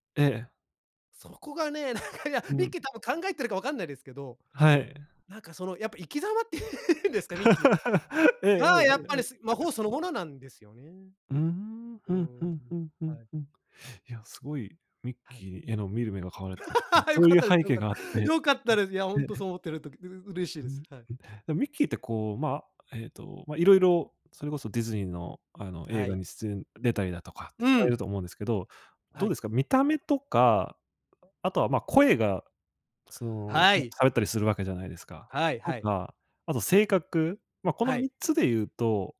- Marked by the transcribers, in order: laughing while speaking: "なんかいや"; laugh; laughing while speaking: "っていうんですか"; unintelligible speech; laugh; laughing while speaking: "よかったです、よかった。よかったです"; laughing while speaking: "ね"
- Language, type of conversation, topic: Japanese, podcast, 好きなキャラクターの魅力を教えてくれますか？